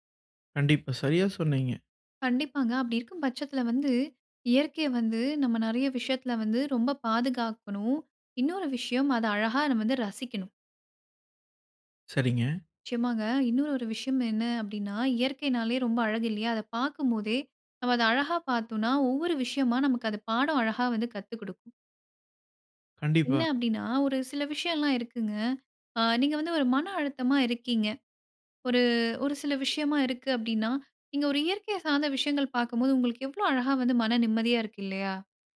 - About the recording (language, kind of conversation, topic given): Tamil, podcast, நீங்கள் இயற்கையிடமிருந்து முதலில் கற்றுக் கொண்ட பாடம் என்ன?
- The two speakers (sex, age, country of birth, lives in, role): female, 25-29, India, India, guest; male, 25-29, India, India, host
- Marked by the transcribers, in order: none